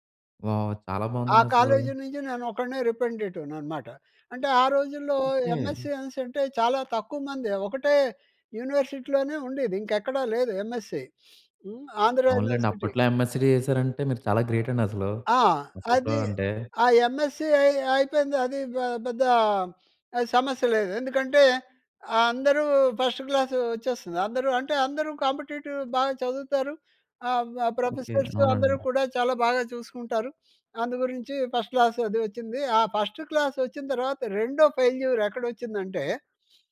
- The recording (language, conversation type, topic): Telugu, podcast, విఫలమైన ప్రయత్నం మిమ్మల్ని ఎలా మరింత బలంగా మార్చింది?
- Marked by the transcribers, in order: in English: "వావ్!"; in English: "ఎంఎస్‌సీ"; in English: "యూనివర్సిటీలోనే"; in English: "ఎంఎస్‌సీ"; in English: "యూనివర్సిటీ"; in English: "ఎంఎస్‌సీ"; tapping; in English: "ఎంఎస్‌సీ"; in English: "ఫస్ట్"; in English: "కాంపిటీటివ్"; in English: "ఫస్ట్"; in English: "ఫెయిల్యూర్"